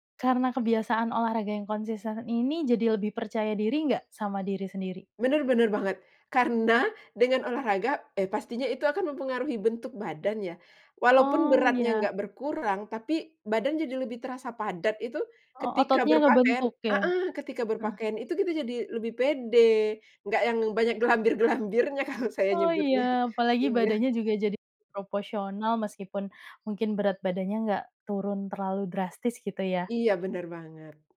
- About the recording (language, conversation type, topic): Indonesian, podcast, Bagaimana cara membangun kebiasaan olahraga yang konsisten?
- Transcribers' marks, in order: laughing while speaking: "glambir-glambirnya kalau"; chuckle; laughing while speaking: "Iya"; other animal sound